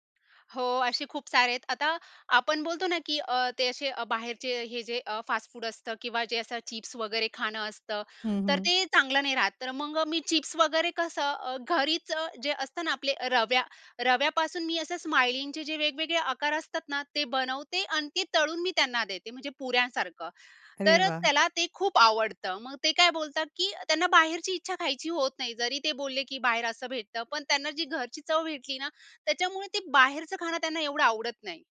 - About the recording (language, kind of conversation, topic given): Marathi, podcast, मुलांशी दररोज प्रभावी संवाद कसा साधता?
- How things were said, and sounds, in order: in English: "स्माइलिंगचे"